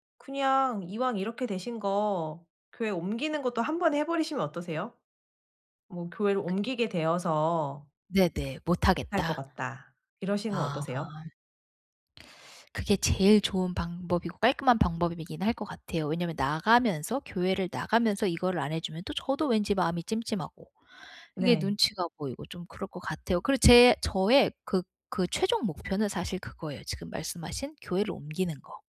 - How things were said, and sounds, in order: other background noise
- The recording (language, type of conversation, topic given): Korean, advice, 과도한 요청을 정중히 거절하려면 어떻게 말하고 어떤 태도를 취하는 것이 좋을까요?